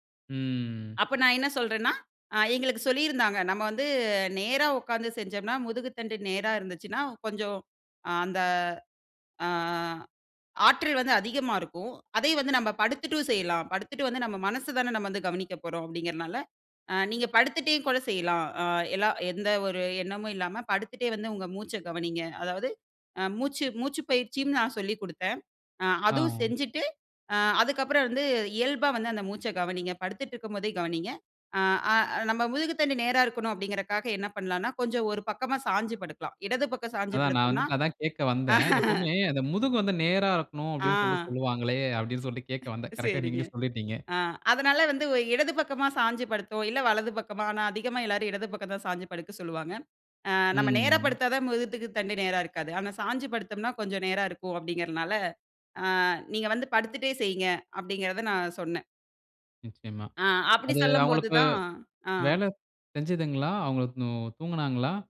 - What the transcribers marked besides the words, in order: drawn out: "ம்"; other noise; drawn out: "ஆ"; chuckle; other background noise; laughing while speaking: "சரிங்க"; drawn out: "ம்"
- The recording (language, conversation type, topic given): Tamil, podcast, தியானத்துக்கு நேரம் இல்லையெனில் என்ன செய்ய வேண்டும்?